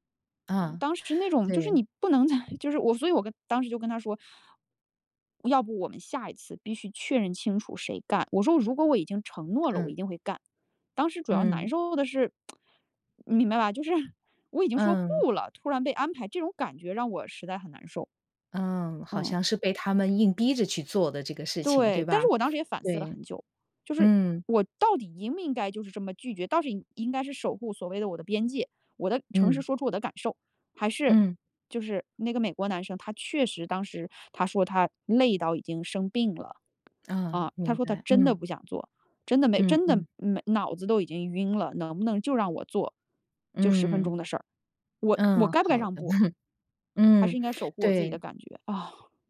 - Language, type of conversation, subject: Chinese, advice, 如何建立清晰的團隊角色與責任，並提升協作效率？
- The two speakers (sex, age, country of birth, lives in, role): female, 35-39, China, United States, user; female, 55-59, China, United States, advisor
- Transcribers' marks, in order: chuckle; lip smack; tapping; laugh; sigh